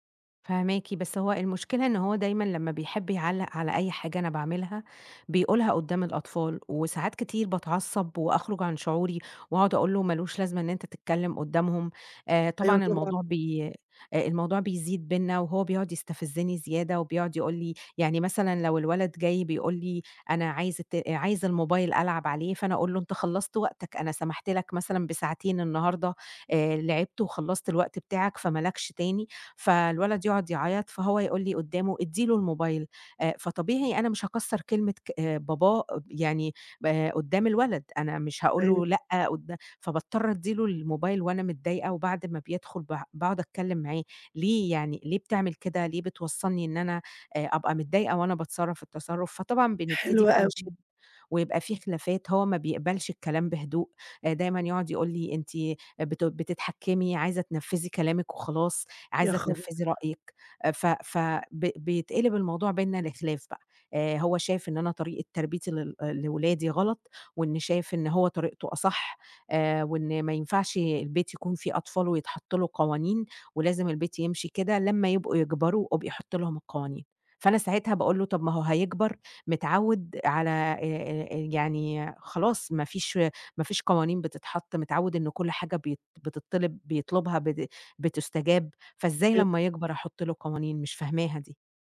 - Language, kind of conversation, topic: Arabic, advice, إزاي نحلّ خلافاتنا أنا وشريكي عن تربية العيال وقواعد البيت؟
- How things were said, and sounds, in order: none